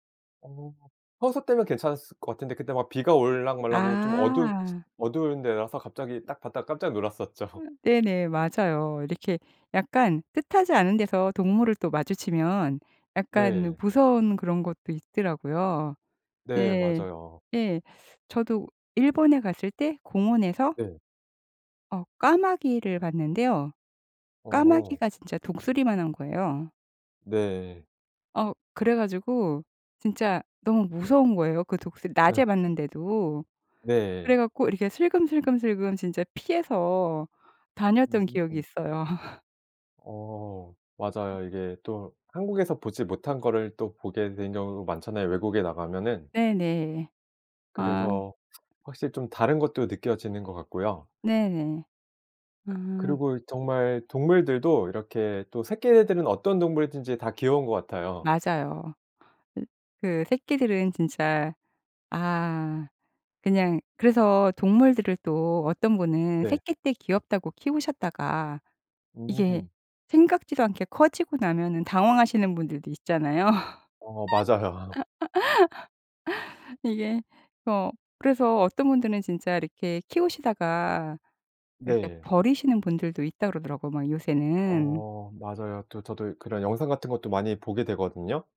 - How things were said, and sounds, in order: other background noise; laugh; laughing while speaking: "어"; laugh; tapping; laughing while speaking: "있잖아요"; laugh; laughing while speaking: "맞아요"
- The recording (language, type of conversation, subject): Korean, podcast, 자연이 위로가 됐던 순간을 들려주실래요?